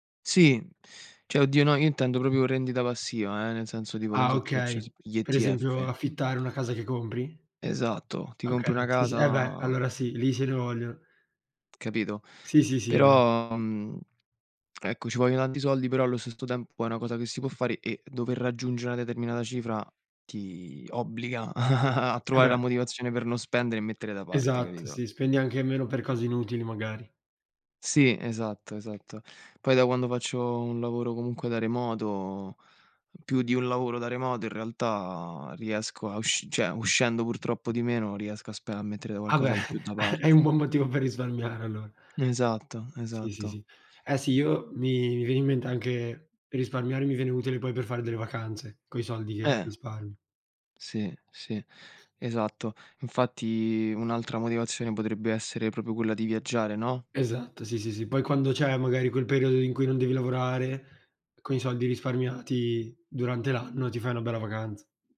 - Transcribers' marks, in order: "cioè" said as "ceh"; drawn out: "casa"; chuckle; other background noise; drawn out: "remoto"; "cioè" said as "ceh"; chuckle; tapping; drawn out: "Infatti"
- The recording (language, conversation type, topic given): Italian, unstructured, Che cosa ti motiva a mettere soldi da parte?